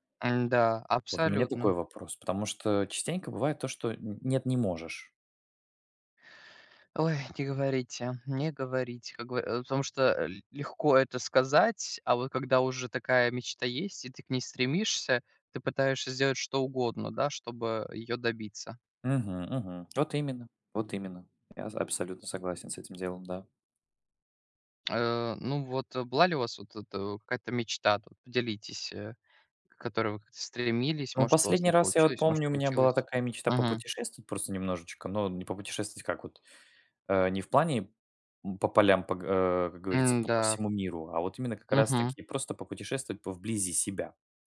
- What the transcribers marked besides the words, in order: tapping
- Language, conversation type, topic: Russian, unstructured, Почему, по-вашему, мечты так важны для нас?